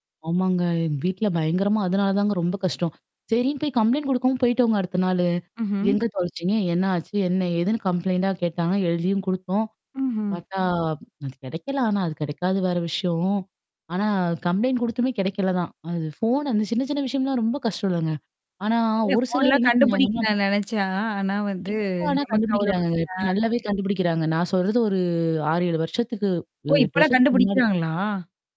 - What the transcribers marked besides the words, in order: static; in English: "கம்ப்ளைண்ட்"; in English: "கம்ப்ளைண்ட்"; in English: "கம்ப்ளைண்ட்"
- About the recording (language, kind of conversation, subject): Tamil, podcast, கைபேசி இல்லாமல் வழிதவறி விட்டால் நீங்கள் என்ன செய்வீர்கள்?